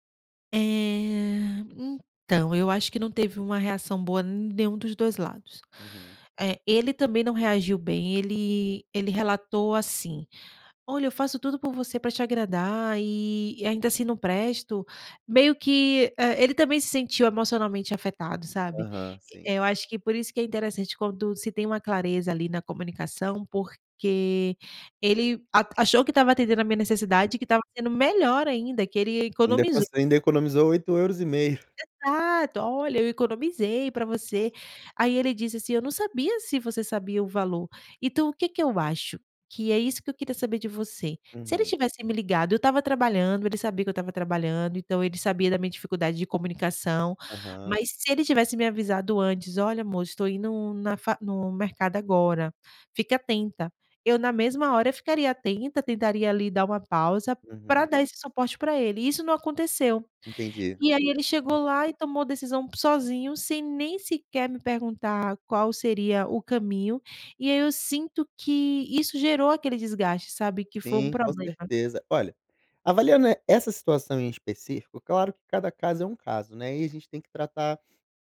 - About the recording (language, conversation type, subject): Portuguese, advice, Como posso expressar minhas necessidades emocionais ao meu parceiro com clareza?
- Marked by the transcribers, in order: other noise; other background noise